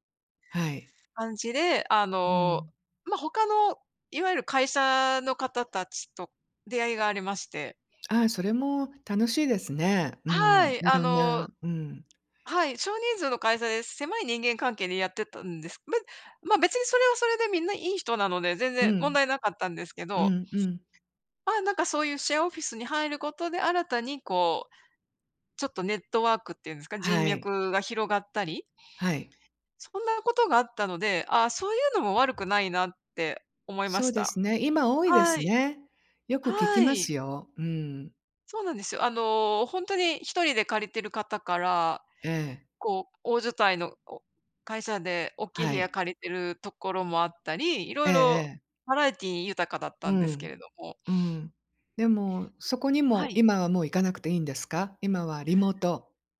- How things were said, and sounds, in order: none
- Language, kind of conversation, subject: Japanese, unstructured, 理想の職場環境はどんな場所ですか？